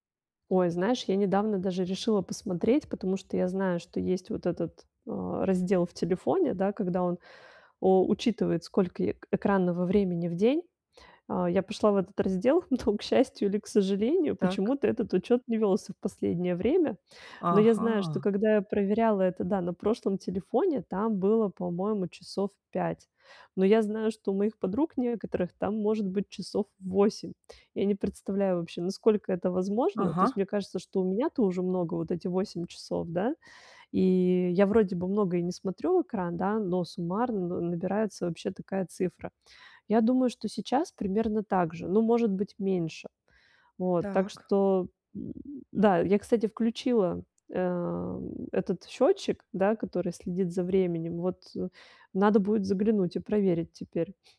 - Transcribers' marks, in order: laughing while speaking: "к счастью"
- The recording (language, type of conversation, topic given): Russian, advice, Как мне сократить уведомления и цифровые отвлечения в повседневной жизни?